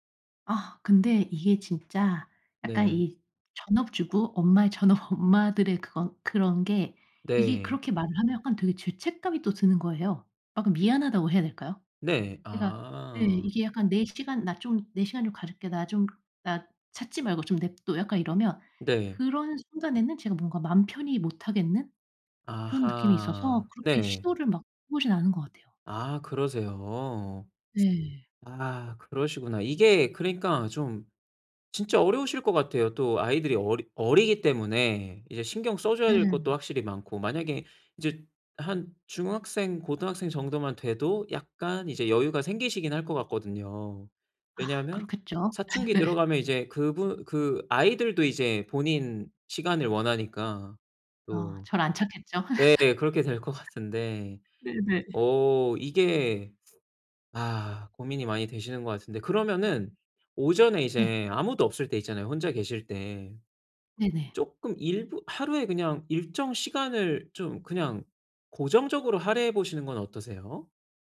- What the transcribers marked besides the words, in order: laughing while speaking: "전업"; tapping; laugh; laughing while speaking: "네"; laugh; other background noise; laughing while speaking: "같은데"; laugh
- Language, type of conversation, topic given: Korean, advice, 집에서 편안하게 쉬거나 여가를 즐기기 어려운 이유가 무엇인가요?